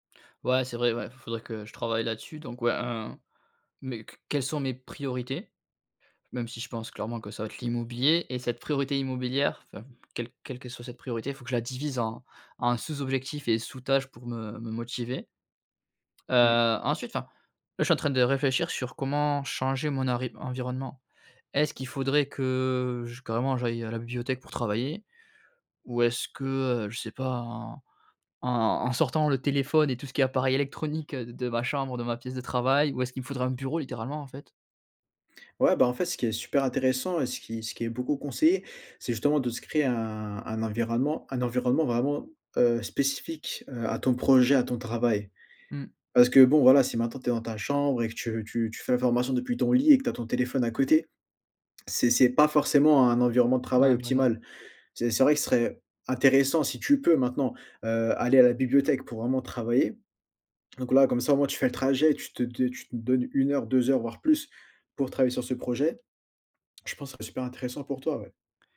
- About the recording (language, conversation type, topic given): French, advice, Pourquoi ai-je tendance à procrastiner avant d’accomplir des tâches importantes ?
- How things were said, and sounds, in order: tapping; other background noise